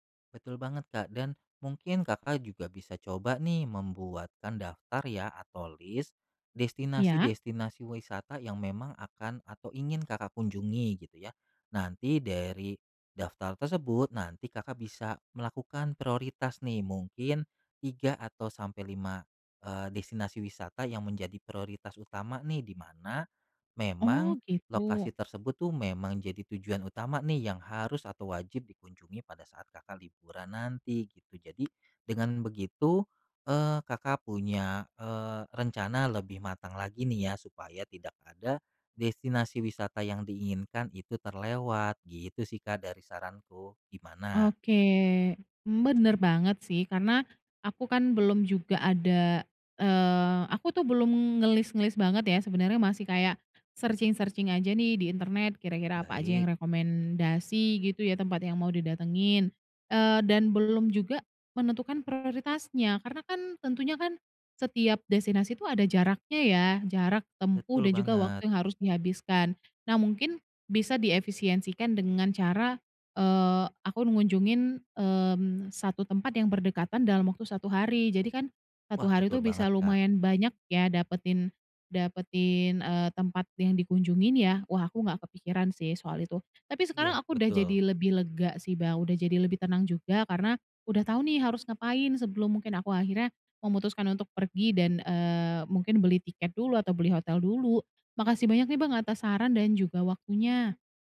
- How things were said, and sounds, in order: tapping; in English: "searching-searching"
- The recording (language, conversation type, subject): Indonesian, advice, Bagaimana cara menikmati perjalanan singkat saat waktu saya terbatas?